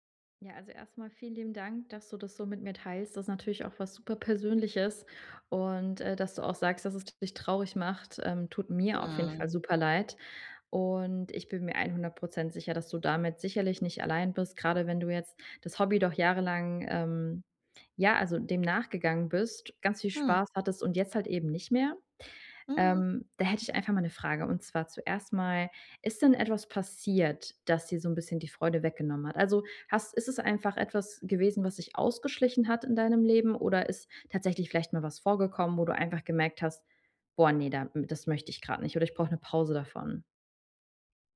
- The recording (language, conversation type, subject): German, advice, Wie kann ich mein Pflichtgefühl in echte innere Begeisterung verwandeln?
- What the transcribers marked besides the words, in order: stressed: "mir"